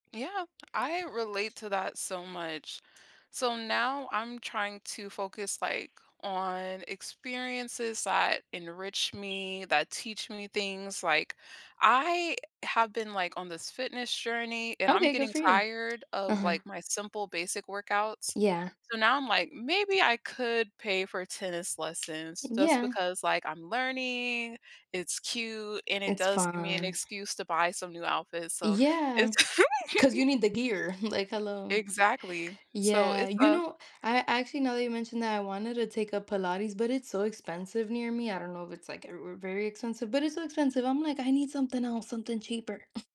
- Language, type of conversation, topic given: English, unstructured, What helps you find the right balance between saving for the future and enjoying life now?
- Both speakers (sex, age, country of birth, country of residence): female, 25-29, United States, United States; female, 30-34, United States, United States
- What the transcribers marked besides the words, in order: tapping; alarm; other background noise; laugh; chuckle